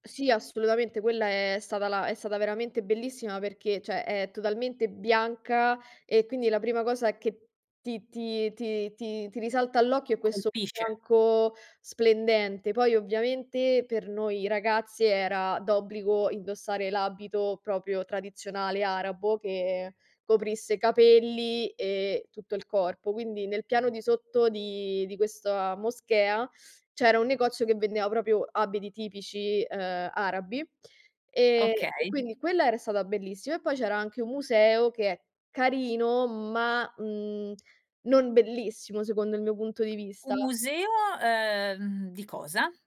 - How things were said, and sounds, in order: "cioè" said as "ceh"; "proprio" said as "propio"; tapping
- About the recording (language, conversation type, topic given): Italian, podcast, Qual è un viaggio in cui i piani sono cambiati completamente all’improvviso?